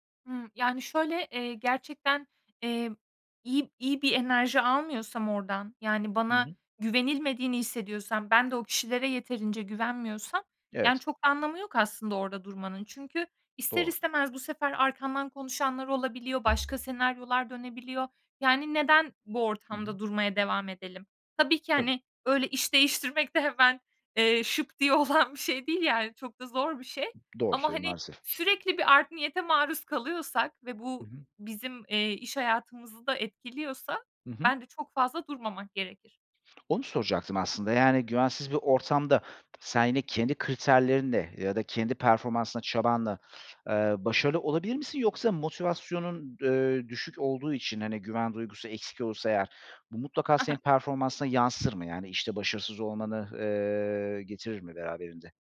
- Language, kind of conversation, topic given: Turkish, podcast, Güven kırıldığında, güveni yeniden kurmada zaman mı yoksa davranış mı daha önemlidir?
- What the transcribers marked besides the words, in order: tapping; other background noise; laughing while speaking: "olan"